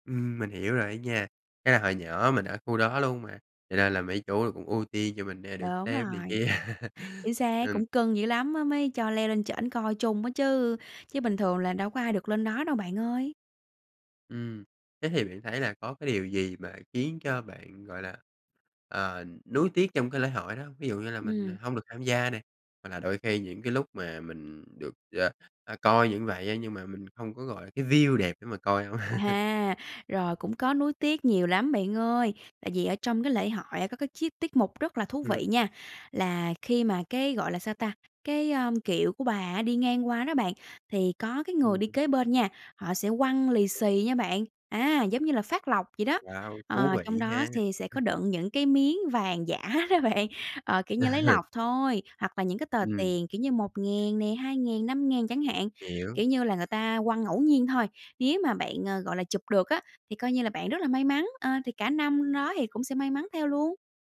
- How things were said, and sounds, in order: laugh; tapping; in English: "view"; laugh; unintelligible speech; other noise; laughing while speaking: "đó bạn"; chuckle
- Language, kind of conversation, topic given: Vietnamese, podcast, Bạn nhớ nhất điều gì khi tham gia lễ hội địa phương nhỉ?
- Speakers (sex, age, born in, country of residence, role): female, 30-34, Vietnam, Vietnam, guest; male, 30-34, Vietnam, Vietnam, host